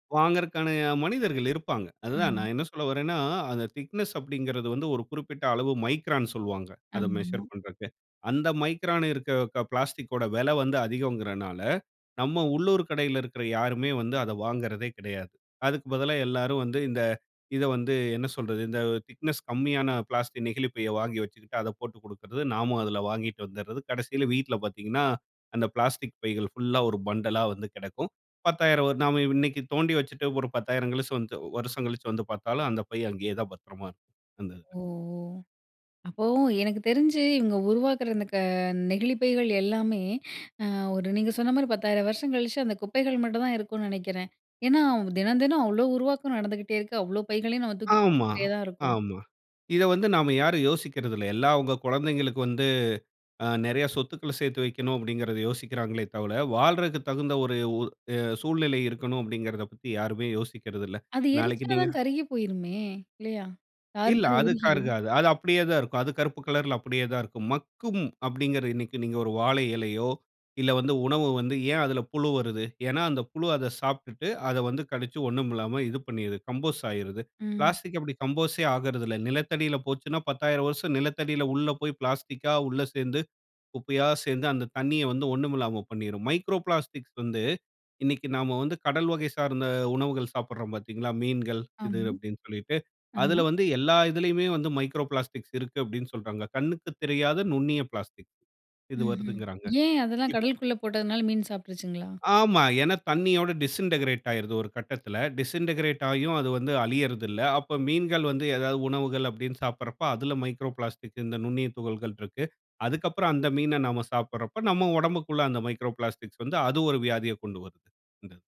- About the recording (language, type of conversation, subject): Tamil, podcast, பிளாஸ்டிக் பயன்படுத்துவதை குறைக்க தினமும் செய்யக்கூடிய எளிய மாற்றங்கள் என்னென்ன?
- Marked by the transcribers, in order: in English: "திக்னெஸ்"; in English: "மைக்ரான்"; in English: "மைக்ரான்"; in English: "பிளாஸ்டிக்"; in English: "திக்னஸ்"; in English: "பண்டலா"; inhale; "தவற" said as "தவள"; other background noise; in English: "கம்போஸ்"; in English: "பிளாஸ்டிக்"; in English: "கம்போஸ்‌ட்"; in English: "பிளாஸ்டிக்‌கா"; in English: "மைக்ரோ பிளாஸ்டிக்ஸ்"; in English: "மைக்ரோ பிளாஸ்டிக்ஸ்"; in English: "டிஸ்இன்டக்கிரேட்"; in English: "டிஸ்இன்டக்கிரேட்"; in English: "மைக்ரோ பிளாஸ்டிக்ஸ்"; in English: "மைக்ரோ பிளாஸ்டிக்ஸ்"